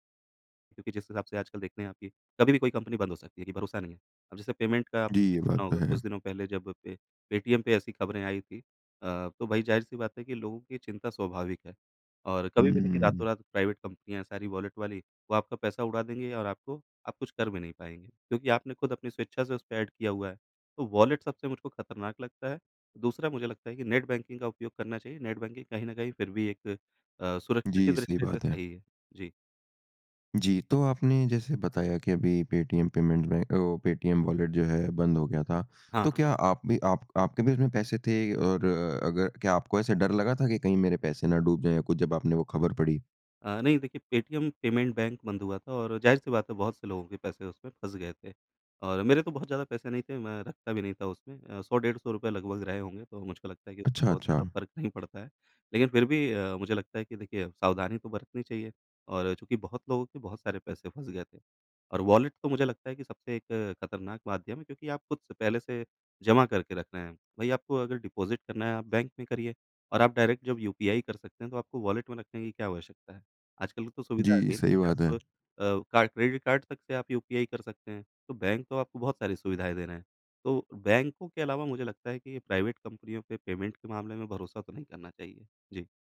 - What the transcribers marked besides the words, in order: in English: "पेमेंट"; in English: "ऐड"; tapping; in English: "डिपॉजिट"; in English: "डायरेक्ट"; in English: "प्राइवेट कंपनियों"; in English: "पेमेंट"
- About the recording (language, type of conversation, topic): Hindi, podcast, ऑनलाइन भुगतान करते समय आप कौन-कौन सी सावधानियाँ बरतते हैं?